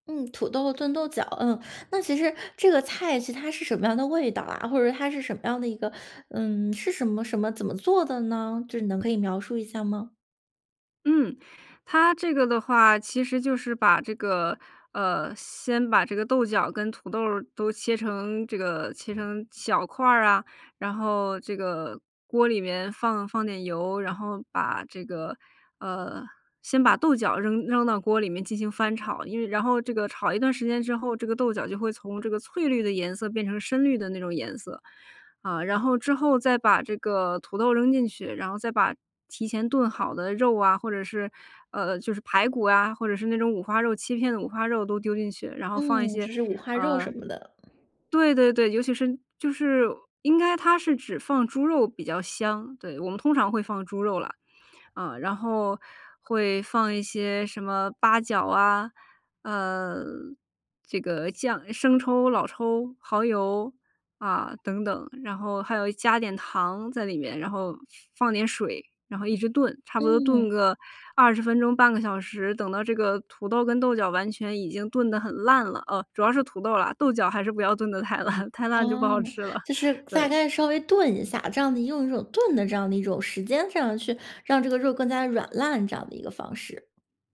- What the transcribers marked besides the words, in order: other background noise; other noise; laughing while speaking: "太烂"; laughing while speaking: "吃了"
- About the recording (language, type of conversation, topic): Chinese, podcast, 哪道菜最能代表你家乡的味道？